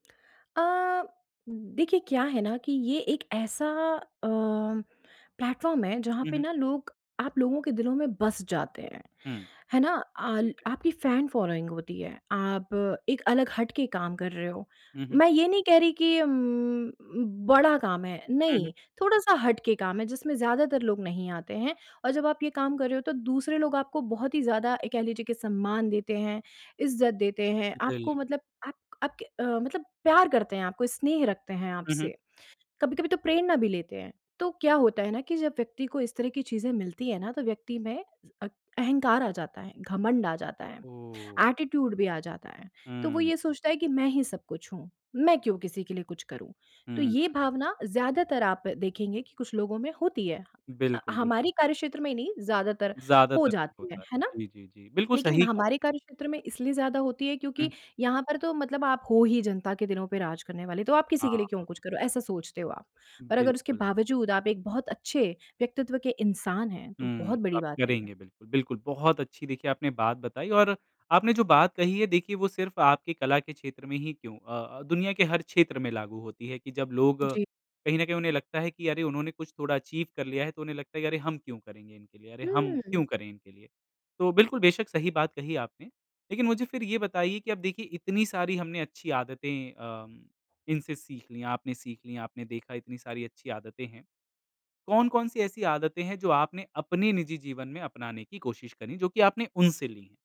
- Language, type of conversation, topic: Hindi, podcast, क्या कभी अचानक किसी अनजान कलाकार की कला ने आपको बदल दिया है?
- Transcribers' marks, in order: in English: "प्लेटफ़ॉर्म"; in English: "फैन फ़ॉलोइंग"; in English: "एटीट्यूड"; in English: "अचीव"